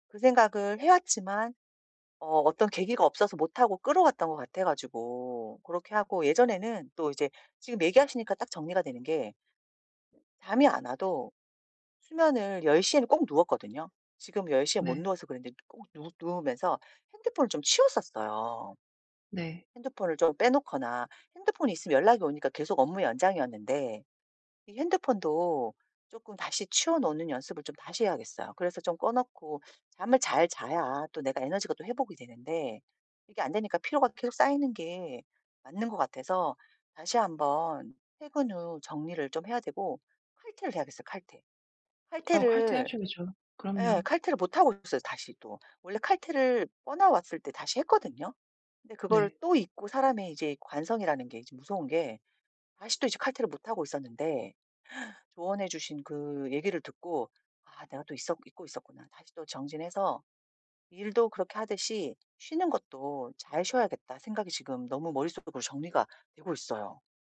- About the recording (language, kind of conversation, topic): Korean, advice, 만성 피로를 줄이기 위해 일상에서 에너지 관리를 어떻게 시작할 수 있을까요?
- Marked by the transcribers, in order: other background noise; tapping; gasp